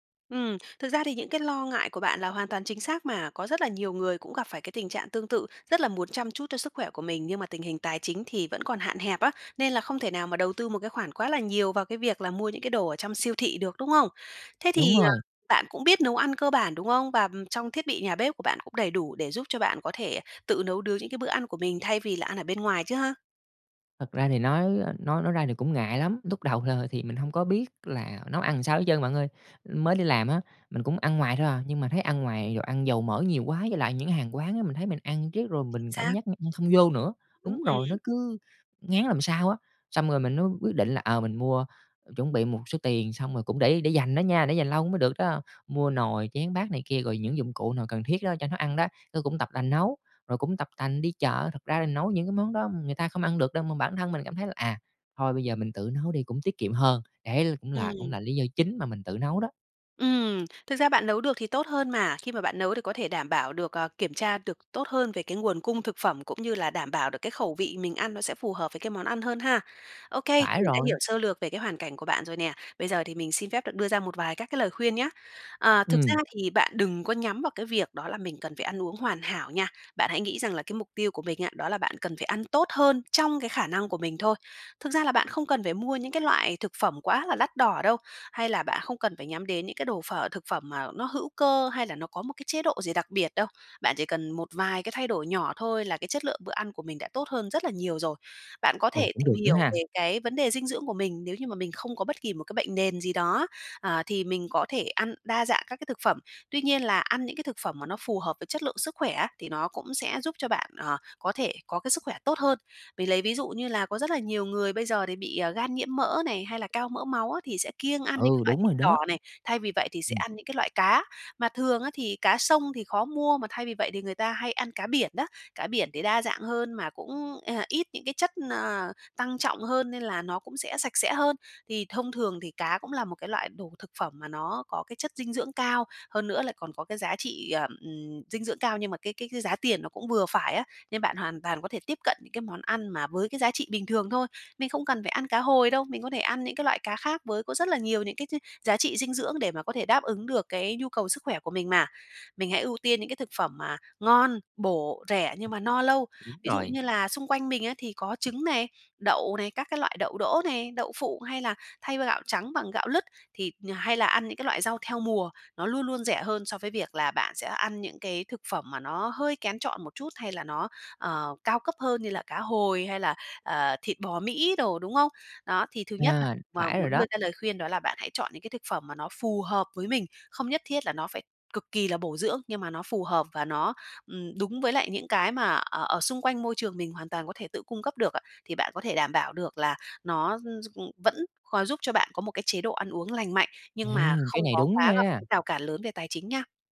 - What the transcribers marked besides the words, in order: tapping; other background noise; other noise
- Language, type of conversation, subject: Vietnamese, advice, Làm sao để mua thực phẩm lành mạnh khi bạn đang gặp hạn chế tài chính?